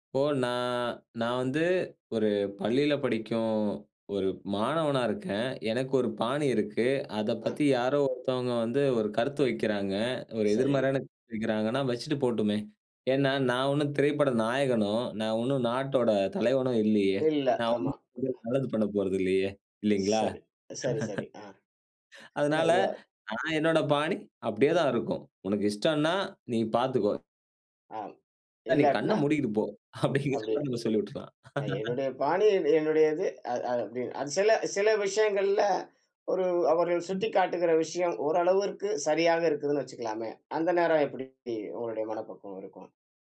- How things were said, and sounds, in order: drawn out: "நான்"; other noise; laugh; laughing while speaking: "அப்டிங்கிறத நம்ம சொல்லி விட்டுர்லாம்"
- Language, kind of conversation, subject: Tamil, podcast, நண்பர்களின் பார்வை உங்கள் பாணியை மாற்றுமா?